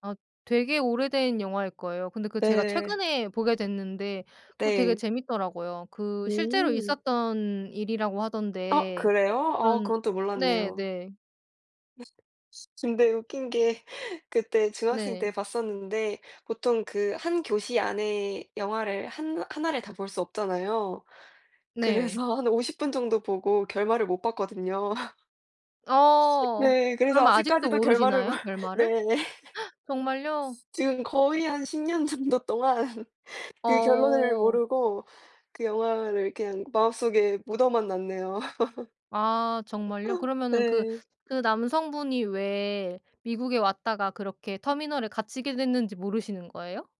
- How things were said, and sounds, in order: tapping; other background noise; laughing while speaking: "그래서"; laugh; laughing while speaking: "몰"; laugh; gasp; laughing while speaking: "정도"; laugh; laugh
- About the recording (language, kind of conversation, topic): Korean, unstructured, 최근에 본 영화 중에서 특히 기억에 남는 작품이 있나요?